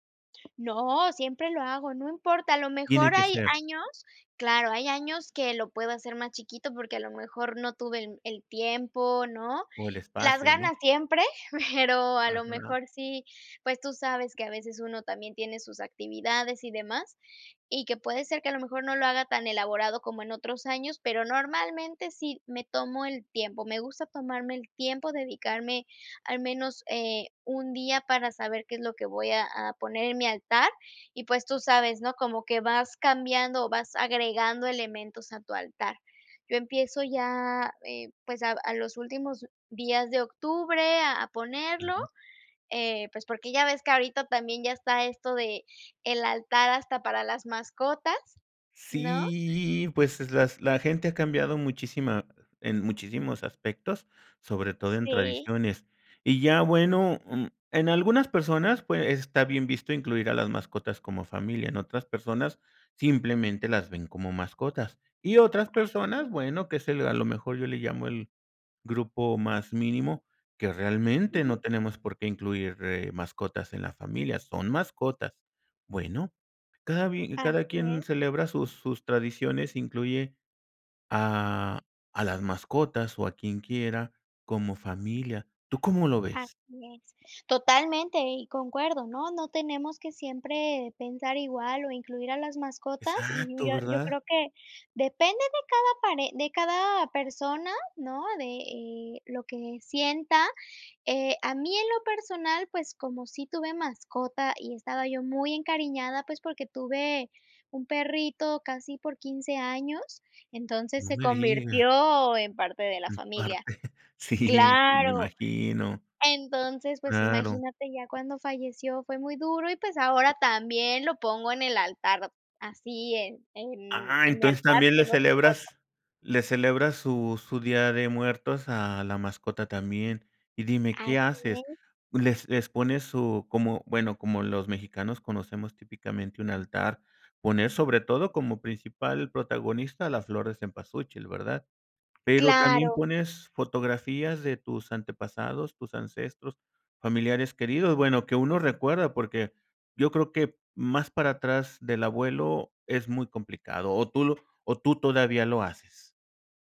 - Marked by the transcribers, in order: tapping; chuckle; drawn out: "Sí"; unintelligible speech; laughing while speaking: "sí"; other background noise
- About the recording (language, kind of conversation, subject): Spanish, podcast, Cuéntame, ¿qué tradiciones familiares te importan más?